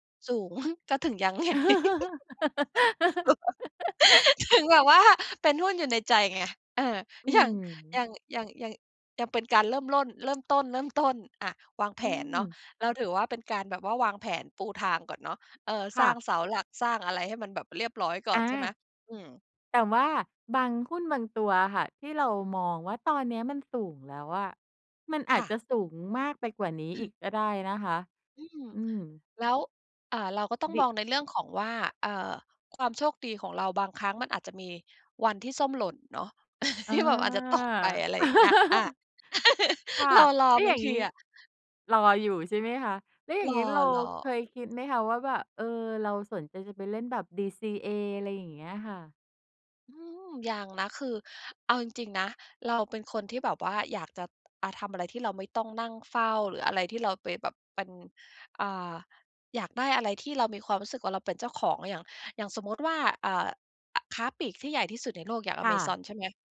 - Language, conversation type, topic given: Thai, podcast, ถ้าคุณเริ่มเล่นหรือสร้างอะไรใหม่ๆ ได้ตั้งแต่วันนี้ คุณจะเลือกทำอะไร?
- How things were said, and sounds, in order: laughing while speaking: "ไง"; laugh; chuckle; chuckle; laughing while speaking: "ที่แบบ"; laugh; chuckle; tapping